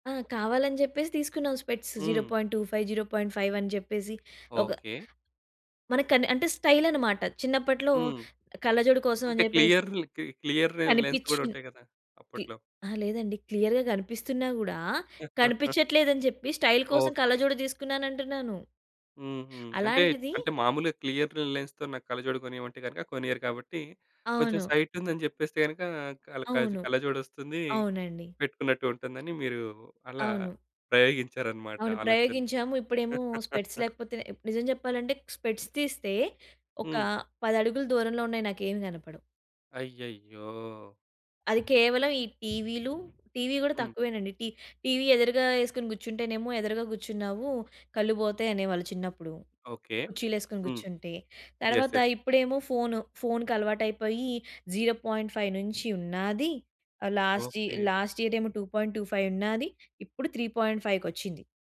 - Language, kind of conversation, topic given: Telugu, podcast, రాత్రి స్మార్ట్‌ఫోన్ వాడకం మీ నిద్రను ఎలా ప్రభావితం చేస్తుందని మీరు అనుకుంటున్నారు?
- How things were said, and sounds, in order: in English: "స్పెక్ట్స్. జీరో పాయింట్ టూఫైవ్ జీరో పాయింట్ ఫైవ్"; in English: "స్టైల్"; in English: "క్లియర్‌లీ క్లీ క్లియర్ లెన్స్"; in English: "క్లియర్‌గా"; chuckle; in English: "స్టైల్"; tapping; in English: "క్లియర్ లైన్స్‌తో"; in English: "స్పెక్ట్స్"; chuckle; in English: "స్పెక్ట్స్"; other background noise; in English: "యెస్. యెస్"; in English: "జీరో పాయింట్ ఫైవ్"; in English: "లాస్ట్‌యి లాస్ట్ ఇయర్"; in English: "టూ పాయింట్ టూ ఫైవ్"; in English: "త్రీ పాయింట్ ఫైవ్‌కొచ్చింది"